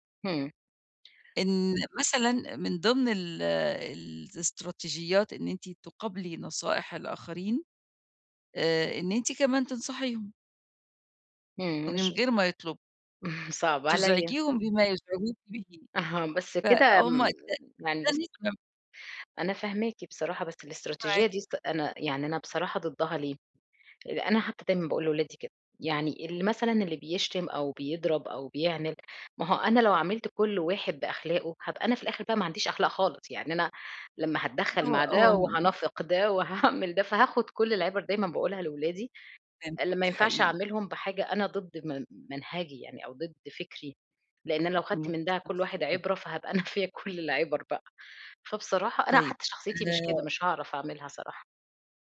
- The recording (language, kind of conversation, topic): Arabic, advice, إزاي أحط حدود بذوق لما حد يديني نصايح من غير ما أطلب؟
- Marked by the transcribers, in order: chuckle; unintelligible speech; unintelligible speech; laughing while speaking: "وهاعمل ده"; other noise; unintelligible speech; laughing while speaking: "أنا فيّا كل العِبَر بقى"